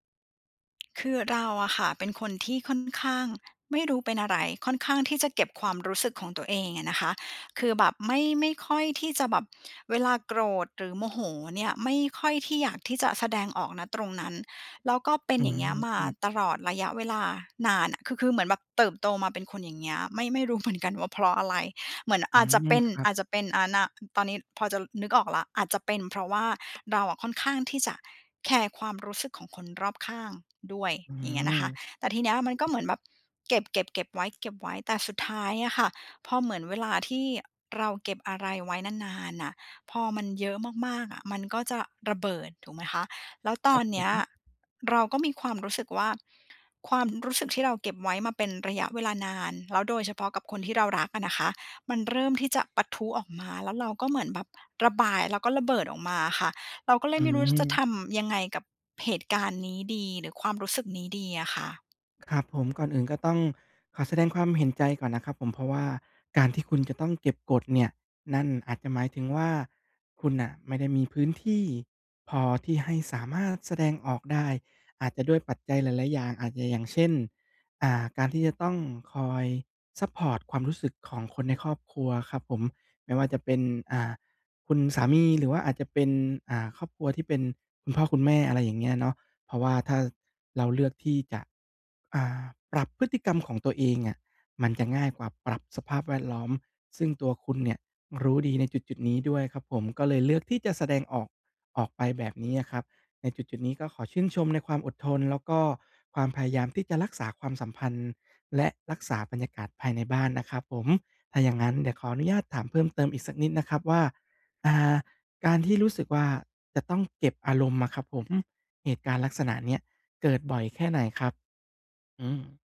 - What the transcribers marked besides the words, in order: laughing while speaking: "เหมือน"; tapping
- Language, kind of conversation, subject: Thai, advice, ทำไมฉันถึงเก็บความรู้สึกไว้จนสุดท้ายระเบิดใส่คนที่รัก?